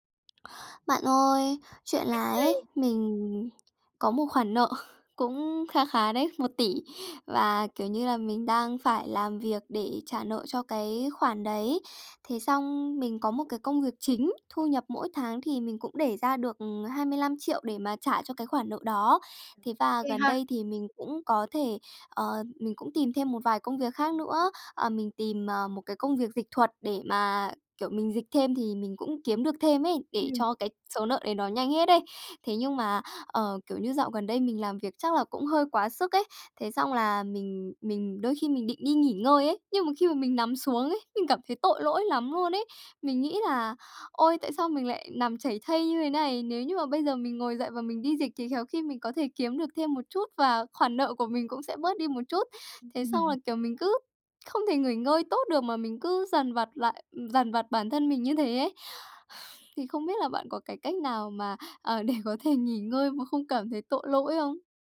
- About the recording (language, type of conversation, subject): Vietnamese, advice, Làm sao tôi có thể nghỉ ngơi mà không cảm thấy tội lỗi khi còn nhiều việc chưa xong?
- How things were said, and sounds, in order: unintelligible speech; tapping; laughing while speaking: "nợ"; laughing while speaking: "Ừm"; sigh; laughing while speaking: "để có thể"